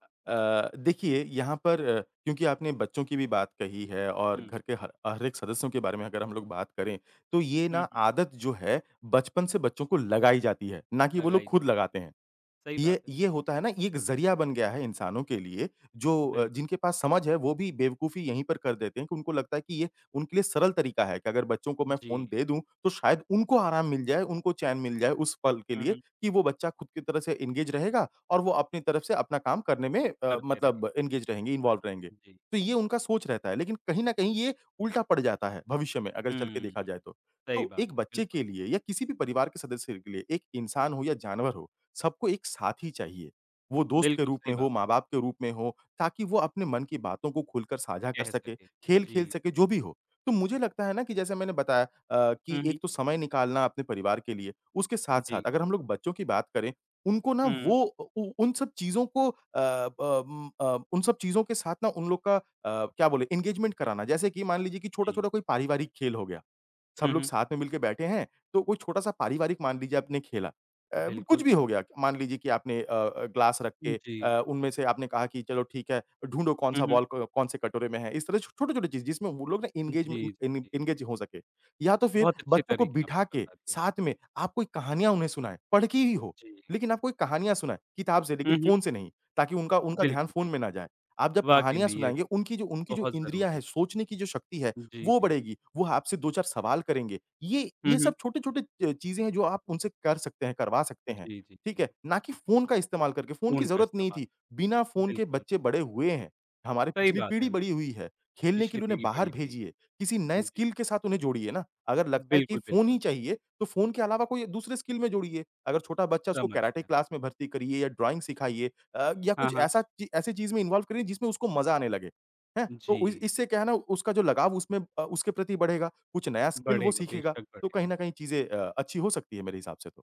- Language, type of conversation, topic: Hindi, podcast, फ़ोन और सामाजिक मीडिया के कारण प्रभावित हुई पारिवारिक बातचीत को हम कैसे बेहतर बना सकते हैं?
- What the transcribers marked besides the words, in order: tapping; in English: "इंगेज"; in English: "इंगेज"; in English: "इन्वॉल्व"; in English: "इंगेज़मेंट"; in English: "बॉल"; in English: "इंगेजमे इन इन इंगेज़"; in English: "स्किल"; in English: "स्किल"; in English: "क्लास"; in English: "ड्राइंग"; in English: "इन्वॉल्व"